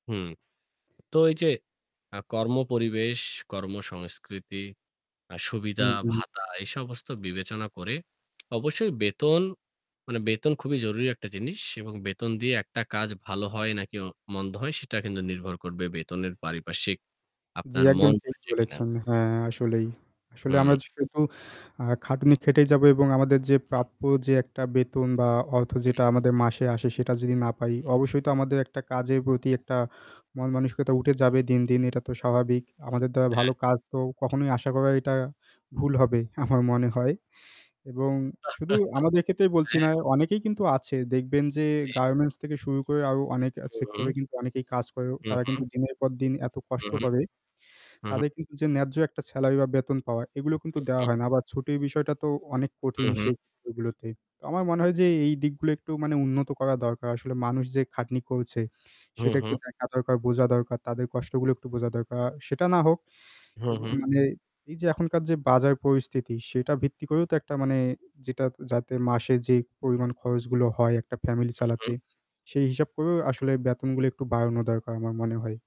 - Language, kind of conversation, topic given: Bengali, unstructured, কর্মক্ষেত্রে ন্যায্য বেতন পাওয়া আপনার কাছে কতটা গুরুত্বপূর্ণ?
- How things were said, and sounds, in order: static; "সুবিধা" said as "সুবিদা"; distorted speech; chuckle